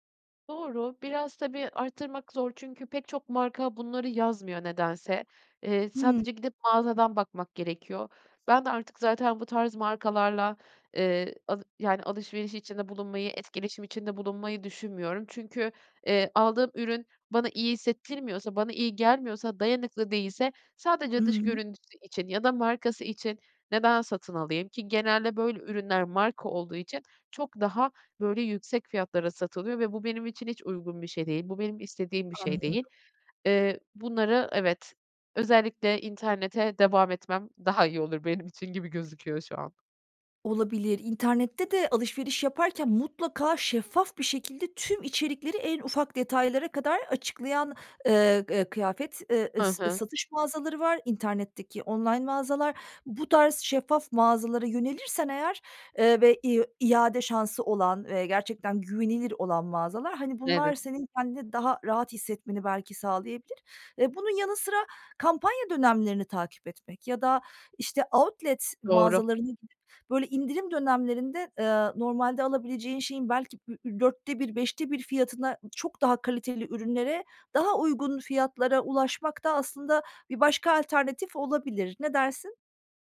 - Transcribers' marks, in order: other background noise
- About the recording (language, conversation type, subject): Turkish, advice, Kaliteli ama uygun fiyatlı ürünleri nasıl bulabilirim; nereden ve nelere bakmalıyım?